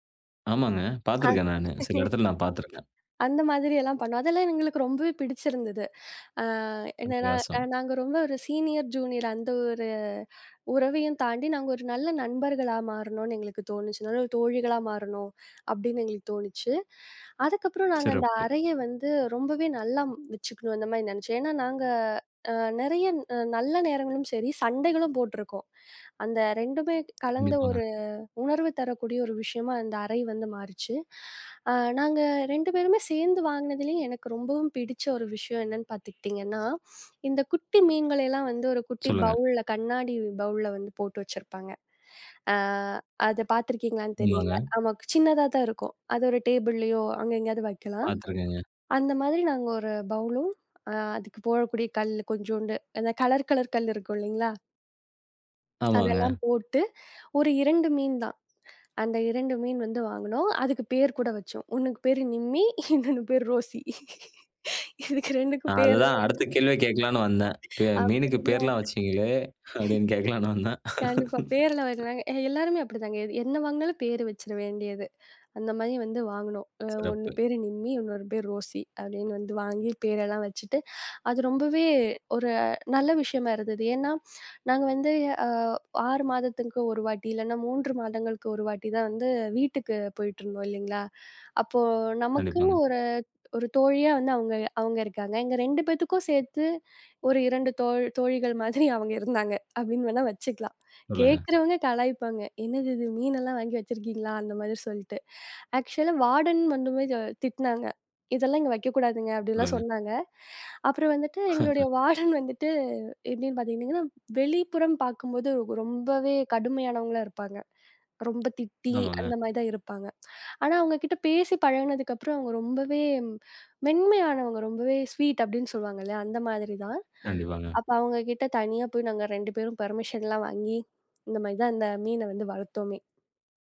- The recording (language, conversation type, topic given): Tamil, podcast, சிறிய அறையை பயனுள்ளதாக எப்படிச் மாற்றுவீர்கள்?
- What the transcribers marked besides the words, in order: laugh; in English: "ஜீனியர், ஜுனியர்"; tapping; in English: "பவுல்ல"; in English: "பவுல்ல"; in English: "பவுலும்"; lip trill; laughing while speaking: "இன்னொன்று பேரு ரோசி. இதுக்கு ரெண்டுக்கும் பேரு எல்லாம் வச்சு"; laughing while speaking: "அப்பிடிலாம்"; laughing while speaking: "அப்பிடின்னு கேட்கலான்னு வந்தேன்"; laugh; laughing while speaking: "மாதிரி அவுங்க இருந்தாங்க"; in English: "ஆக்ச்சுலா"; laugh; laughing while speaking: "வார்டன்"; lip trill; in English: "ஸ்வீட்"; in English: "பெர்மிஷன்லாம்"